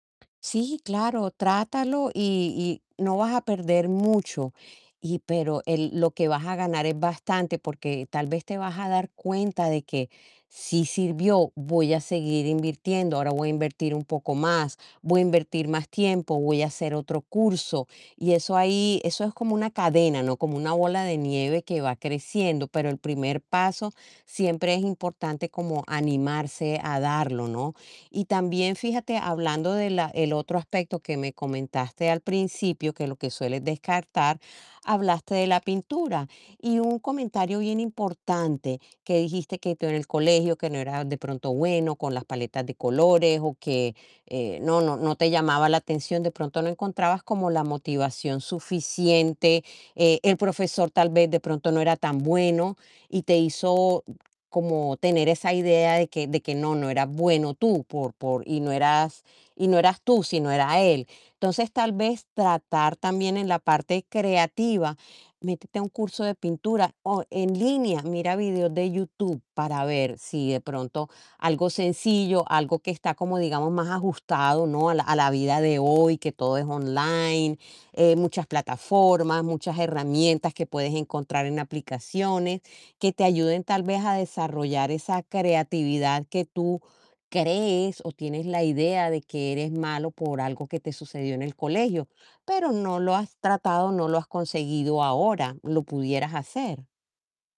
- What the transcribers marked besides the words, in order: static
- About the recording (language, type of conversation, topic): Spanish, advice, ¿Cómo puedo manejar una voz crítica interna intensa que descarta cada idea?